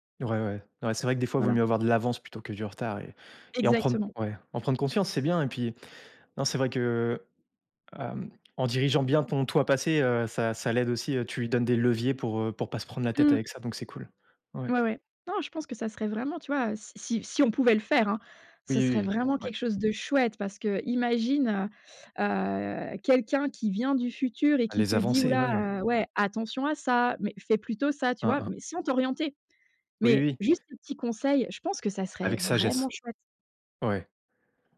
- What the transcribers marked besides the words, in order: stressed: "l'avance"; other background noise; tapping
- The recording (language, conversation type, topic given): French, podcast, Quel conseil donnerais-tu à ton toi de quinze ans ?